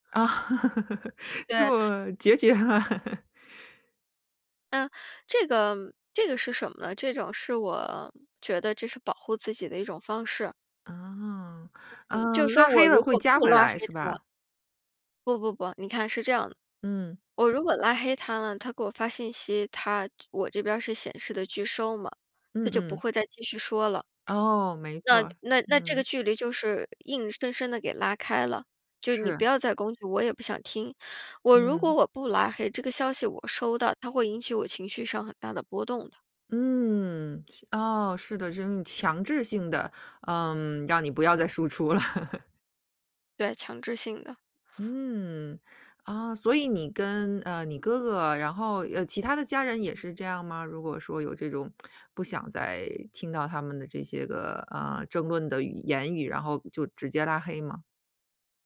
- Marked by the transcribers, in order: laughing while speaking: "啊，做决绝了"; other background noise; other noise; laughing while speaking: "输出了"; laugh; lip smack
- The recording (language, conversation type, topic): Chinese, podcast, 沉默在交流中起什么作用？